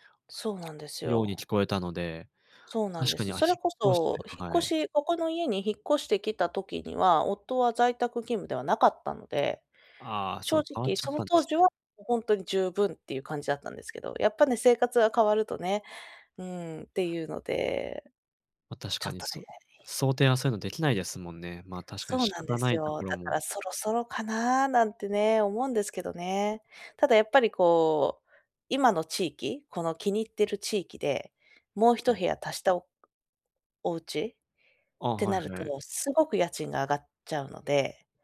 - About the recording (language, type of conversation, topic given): Japanese, advice, 引っ越して生活をリセットするべきか迷っていますが、どう考えればいいですか？
- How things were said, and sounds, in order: none